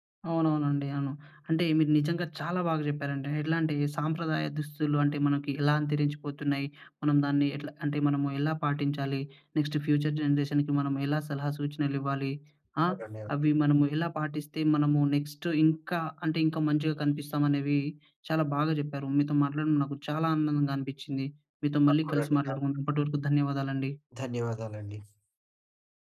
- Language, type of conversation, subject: Telugu, podcast, సాంప్రదాయ దుస్తులు మీకు ఎంత ముఖ్యం?
- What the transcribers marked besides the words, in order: in English: "నెక్స్ట్ ఫ్యూచర్ జనరేషన్‍కి"; other background noise; in English: "నెక్స్ట్"